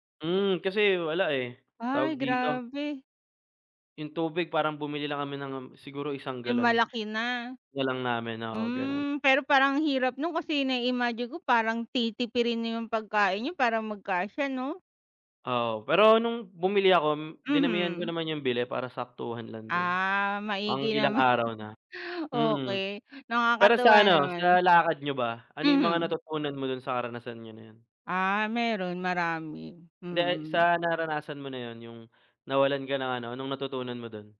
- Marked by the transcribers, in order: laughing while speaking: "naman"
- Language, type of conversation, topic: Filipino, unstructured, Ano ang pinakamasakit na nangyari habang nakikipagsapalaran ka?